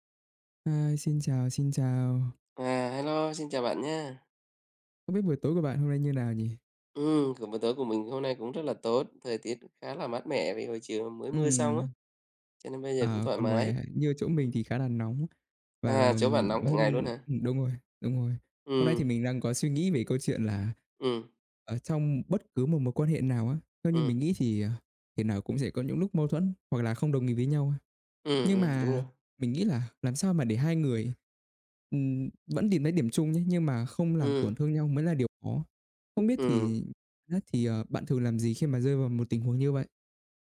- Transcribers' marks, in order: tapping; other background noise
- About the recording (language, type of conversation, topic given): Vietnamese, unstructured, Khi hai người không đồng ý, làm sao để tìm được điểm chung?
- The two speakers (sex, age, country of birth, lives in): male, 20-24, Vietnam, Vietnam; male, 35-39, Vietnam, Vietnam